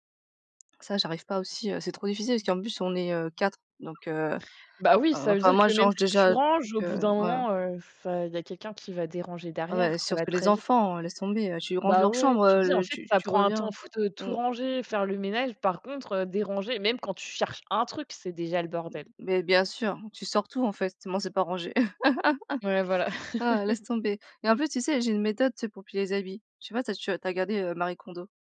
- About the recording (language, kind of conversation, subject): French, unstructured, Quels petits gestes te rendent la vie plus facile ?
- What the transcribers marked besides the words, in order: other background noise; stressed: "un"; laugh; laugh